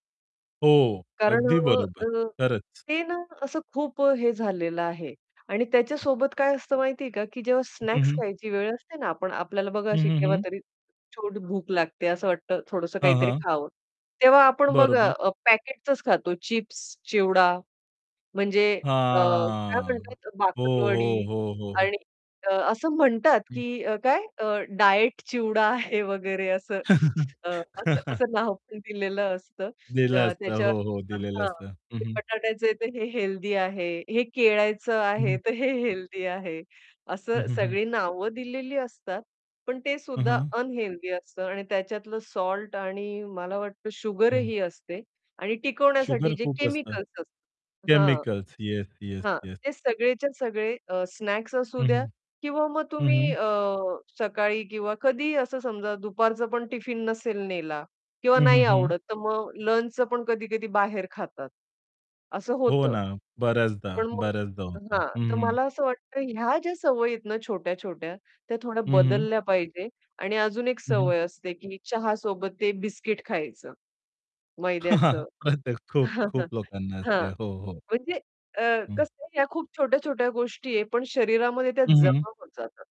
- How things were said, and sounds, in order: static; distorted speech; drawn out: "हां"; chuckle; laughing while speaking: "आहे"; teeth sucking; chuckle
- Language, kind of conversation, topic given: Marathi, podcast, छोट्या आरोग्यविषयक बदलांनी तुमचे आयुष्य कसे बदलले?